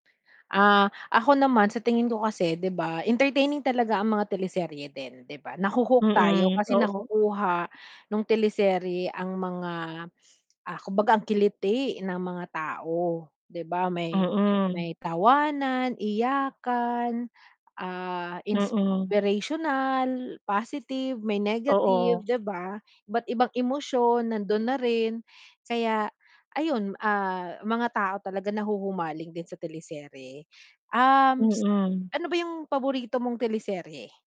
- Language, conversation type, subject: Filipino, unstructured, Ano ang tingin mo sa labis na pagkahumaling ng mga tao sa teleserye?
- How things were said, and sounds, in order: static; distorted speech; mechanical hum